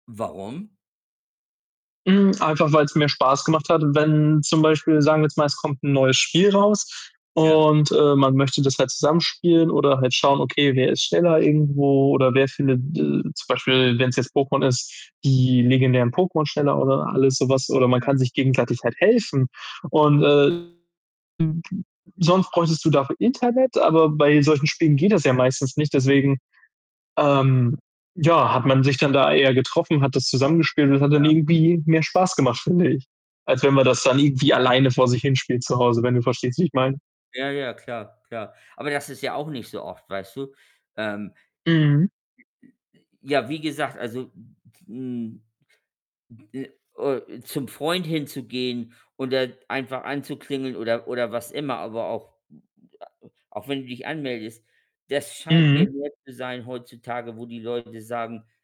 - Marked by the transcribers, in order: distorted speech; unintelligible speech; other background noise
- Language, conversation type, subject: German, unstructured, Wie beeinflusst das Internet unser Miteinander?